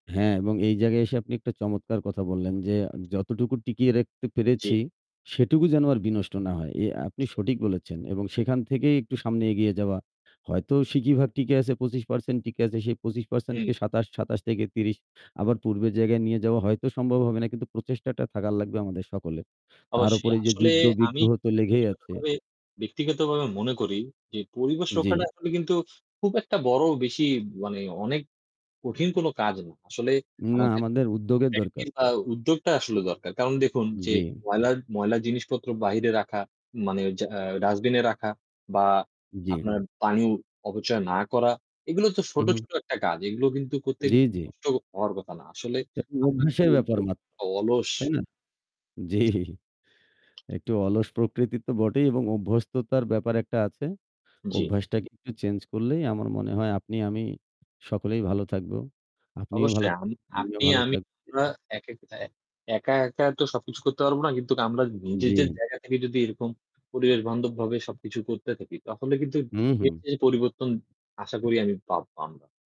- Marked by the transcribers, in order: static; "রাখতে" said as "রেখতে"; distorted speech; unintelligible speech; unintelligible speech; unintelligible speech; laughing while speaking: "জ্বি"; tapping; unintelligible speech; unintelligible speech; "নিজেদের" said as "নিজেজের"
- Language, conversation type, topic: Bengali, unstructured, পরিবেশ দূষণ কমানোর কোনো সহজ উপায় কী হতে পারে?
- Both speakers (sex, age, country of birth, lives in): male, 20-24, Bangladesh, Bangladesh; male, 40-44, Bangladesh, Bangladesh